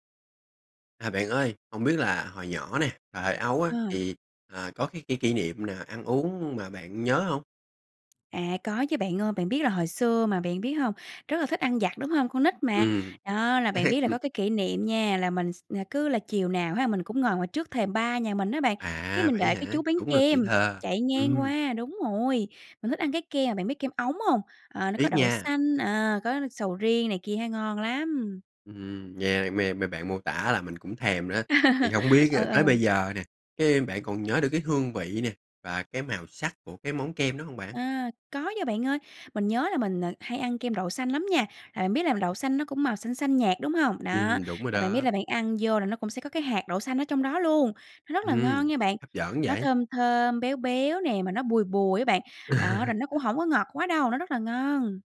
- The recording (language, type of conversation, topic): Vietnamese, podcast, Bạn có thể kể một kỷ niệm ăn uống thời thơ ấu của mình không?
- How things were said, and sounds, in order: tapping; laugh; laugh; laugh